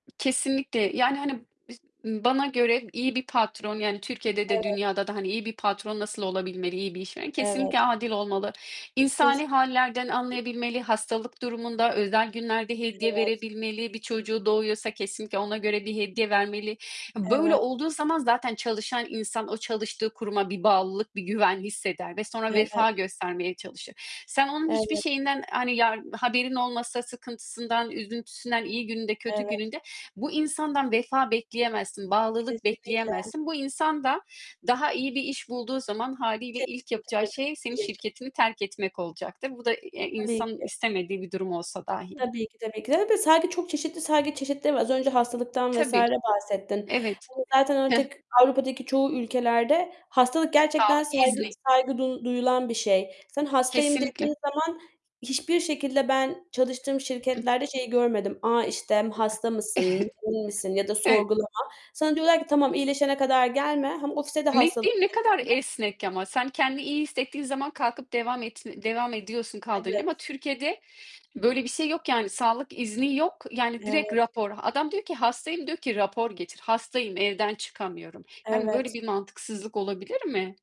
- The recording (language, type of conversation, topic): Turkish, unstructured, Patronların çalışanlarına saygı göstermemesi hakkında ne düşünüyorsun?
- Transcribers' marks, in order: tapping; other background noise; distorted speech; static; unintelligible speech; chuckle